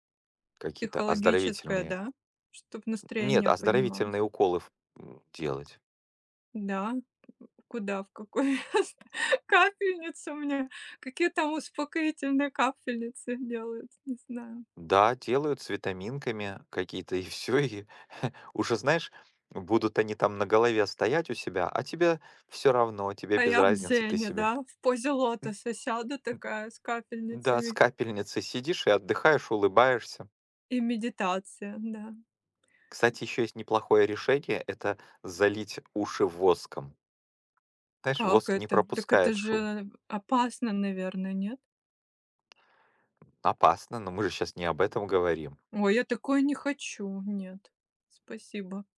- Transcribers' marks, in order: tapping; grunt; laughing while speaking: "какое место капельницу мне"; laughing while speaking: "и всё"; chuckle; background speech
- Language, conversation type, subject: Russian, unstructured, Как вы обычно справляетесь с плохим настроением?